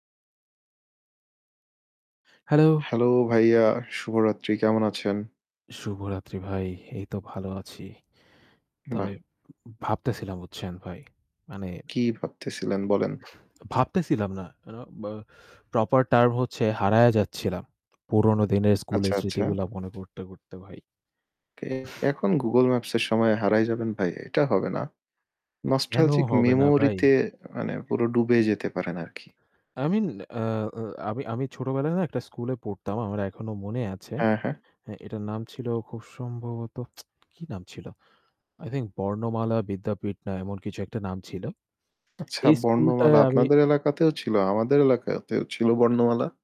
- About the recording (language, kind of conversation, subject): Bengali, unstructured, আপনার পুরনো স্কুলের দিনগুলো কেমন লাগত?
- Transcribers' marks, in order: static; tapping; in English: "proper term"; "হারিয়ে" said as "হারায়া"; other background noise; distorted speech; in English: "Nostalgic memory"; tsk